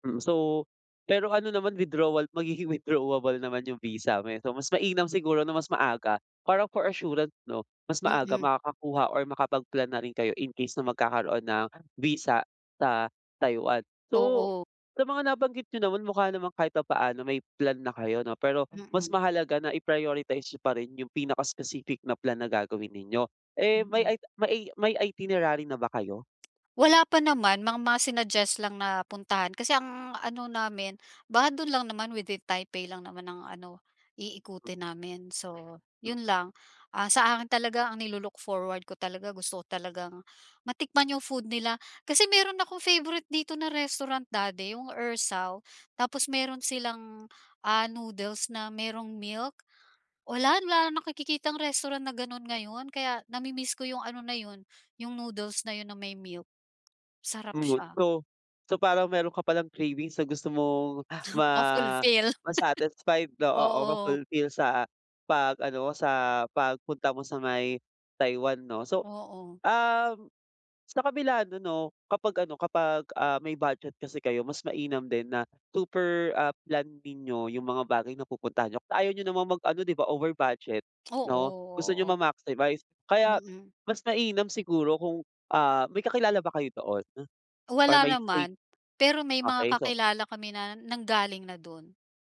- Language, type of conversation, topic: Filipino, advice, Paano ako mas mag-eenjoy sa bakasyon kahit limitado ang badyet ko?
- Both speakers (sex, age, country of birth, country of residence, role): female, 55-59, Philippines, Philippines, user; male, 25-29, Philippines, Philippines, advisor
- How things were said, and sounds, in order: in English: "withdrawable"; unintelligible speech; other background noise; "dati" said as "dade"; "nakikitang" said as "nakikikitang"; chuckle; chuckle